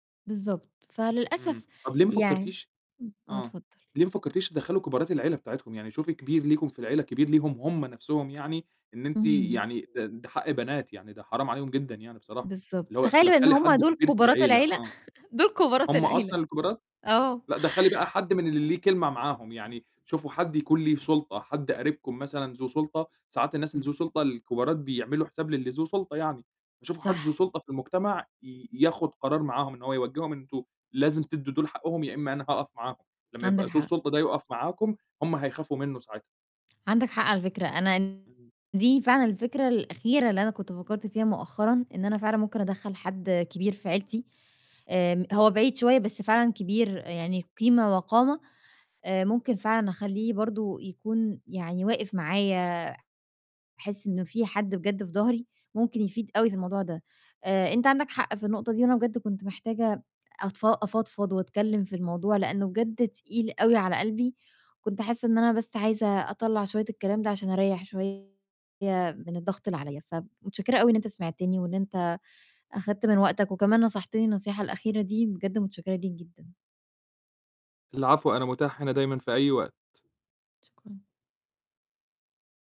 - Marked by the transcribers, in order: tapping; chuckle; laughing while speaking: "دُول كبارات العيلة"; distorted speech
- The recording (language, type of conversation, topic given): Arabic, advice, إزاي أتعامل مع الخلاف بيني وبين إخواتي على تقسيم الميراث أو أملاك العيلة؟